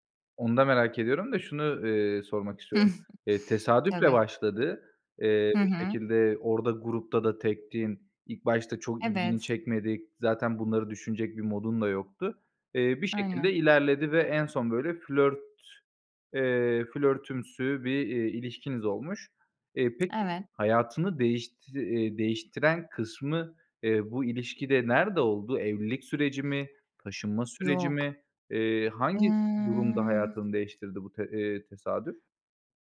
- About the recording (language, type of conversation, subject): Turkish, podcast, Hayatınızı tesadüfen değiştiren biriyle hiç karşılaştınız mı?
- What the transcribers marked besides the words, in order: other background noise; drawn out: "Emm"